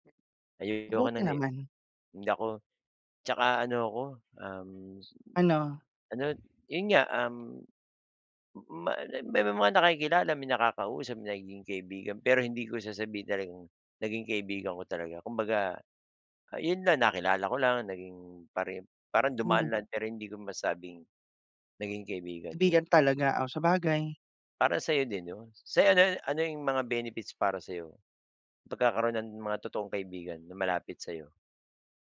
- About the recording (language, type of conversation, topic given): Filipino, unstructured, Alin ang mas gusto mo: magkaroon ng maraming kaibigan o magkaroon ng iilan lamang na malalapit na kaibigan?
- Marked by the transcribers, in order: unintelligible speech; other background noise